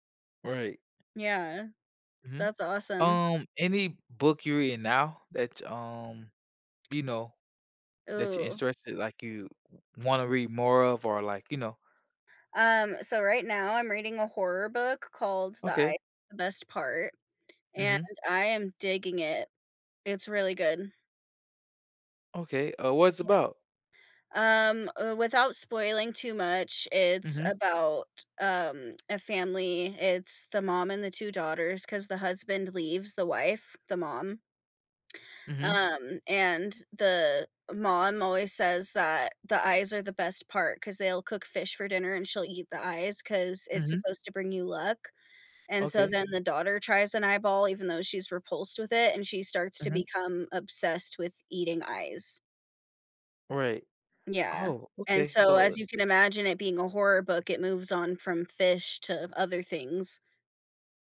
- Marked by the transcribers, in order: none
- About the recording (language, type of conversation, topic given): English, unstructured, What would change if you switched places with your favorite book character?